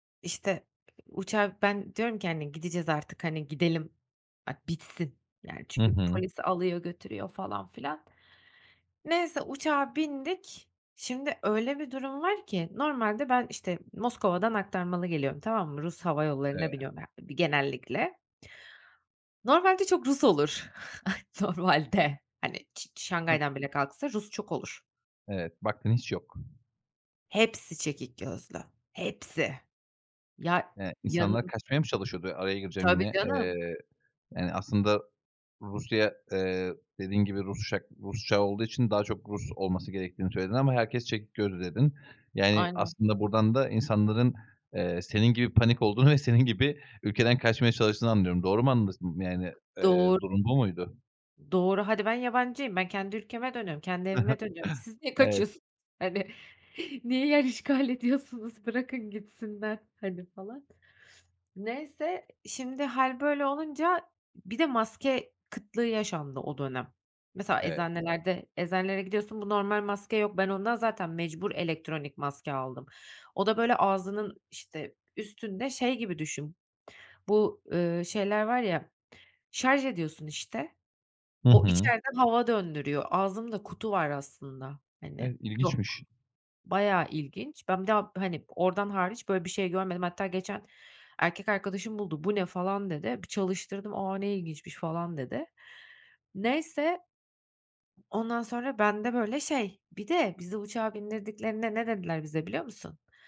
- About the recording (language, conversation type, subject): Turkish, podcast, Uçağı kaçırdığın bir anın var mı?
- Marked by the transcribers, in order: chuckle; laughing while speaking: "Normalde"; stressed: "Normalde"; stressed: "hepsi"; tapping; "anladım" said as "anlasım"; chuckle; chuckle; laughing while speaking: "ediyorsunuz?"; sniff; other background noise